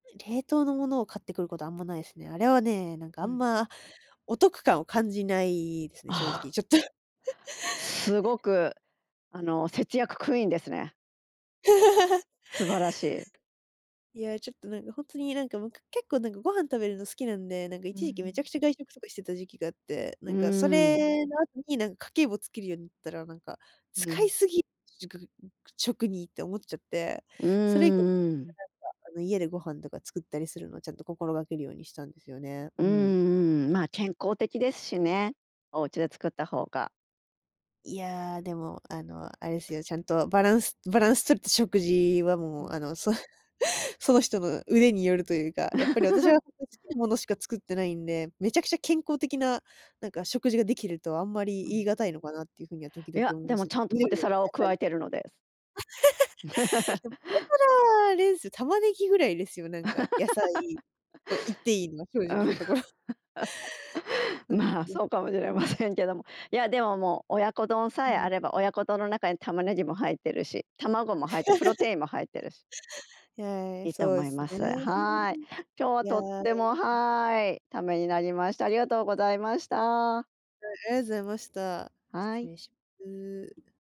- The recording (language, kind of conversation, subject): Japanese, podcast, 普段よく作る料理は何ですか？
- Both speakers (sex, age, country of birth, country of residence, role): female, 20-24, Japan, Japan, guest; female, 50-54, Japan, Japan, host
- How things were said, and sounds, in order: chuckle; laugh; tapping; unintelligible speech; laughing while speaking: "そ その人の腕によるというか"; laugh; unintelligible speech; laugh; laugh; laughing while speaking: "うん"; chuckle; laugh